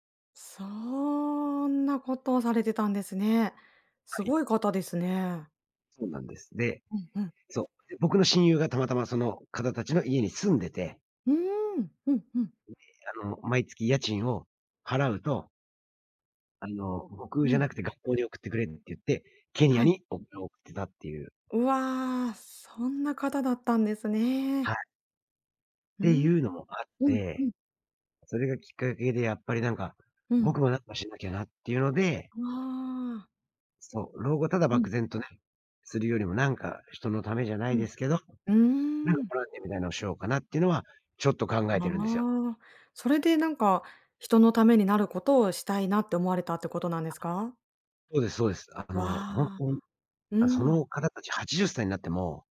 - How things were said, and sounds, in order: other background noise; unintelligible speech
- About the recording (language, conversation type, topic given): Japanese, advice, 退職後に新しい日常や目的を見つけたいのですが、どうすればよいですか？